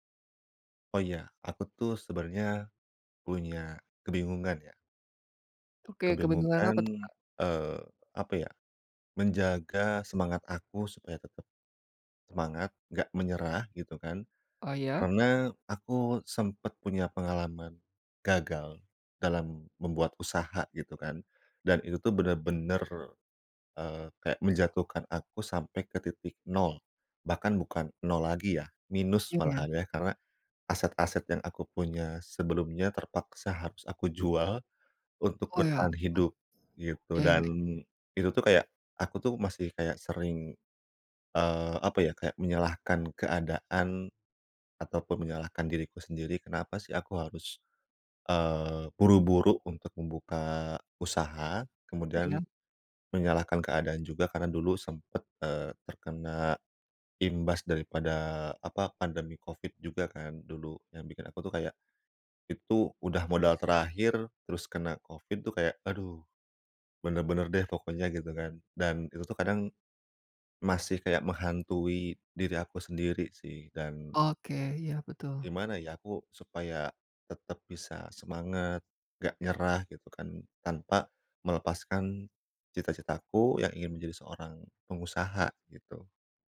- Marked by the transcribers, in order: unintelligible speech
- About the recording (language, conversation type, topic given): Indonesian, advice, Bagaimana cara bangkit dari kegagalan sementara tanpa menyerah agar kebiasaan baik tetap berjalan?